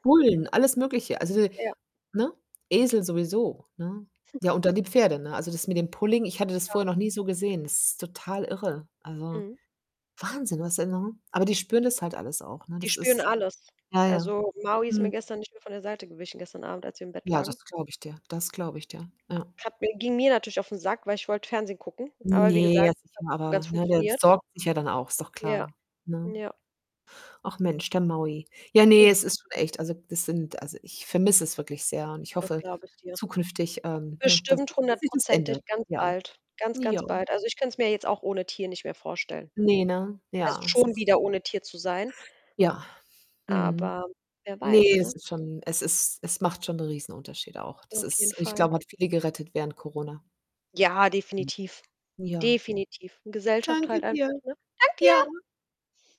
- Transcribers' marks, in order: static; distorted speech; unintelligible speech; snort; in English: "Pulling"; other background noise; sigh; joyful: "Danke dir"
- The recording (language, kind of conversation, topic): German, unstructured, Wie können Tiere unser Wohlbefinden im Alltag verbessern?